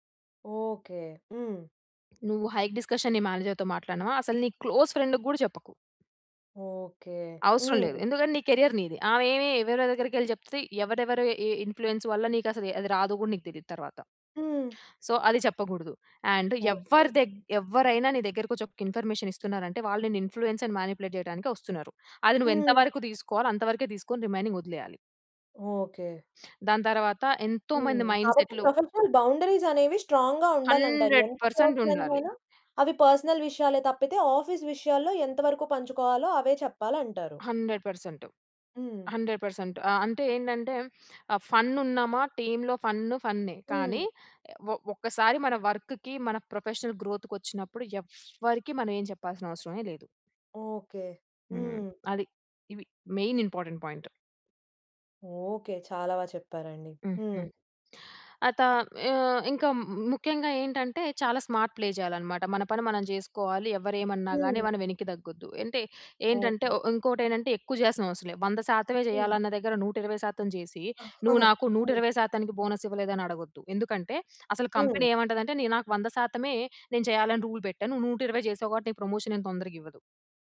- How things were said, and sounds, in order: tapping; in English: "హైక్ డిస్‌కషన్"; in English: "మేనేజర్‌తో"; in English: "క్లోజ్ ఫ్రెండ్‌కి"; in English: "కెరియర్"; in English: "ఇన్‌ఫ్లూయన్స్"; in English: "సో"; in English: "అండ్"; in English: "ఇన్‌ఫ‌మేషన్"; in English: "ఇన్‌ఫ్లూ‌యన్స్ అండ్ మానిపులేట్"; in English: "రిమైనింగ్"; other background noise; in English: "మైండ్ సెట్‌లు"; in English: "ప్రొఫెషనల్ బౌండరీస్"; in English: "స్ట్రాంగ్‌గా"; in English: "హండ్రెడ్ పర్సెంట్"; in English: "పర్సనల్"; in English: "ఆఫీస్"; in English: "హండ్రెడ్ పర్సెంట్ హండ్రెడ్ పర్సెంట్"; in English: "ఫన్"; in English: "టీమ్‌లో ఫన్"; in English: "వర్క్‌కి"; in English: "మెయిన్ ఇంపార్టెంట్ పాయింట్"; in English: "స్మార్ట్ ప్లే"; in English: "బోనస్"; giggle; in English: "కంపెనీ"; in English: "రూల్"; in English: "ప్రమోషన్"
- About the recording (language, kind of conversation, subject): Telugu, podcast, ఆఫీస్ పాలిటిక్స్‌ను మీరు ఎలా ఎదుర్కొంటారు?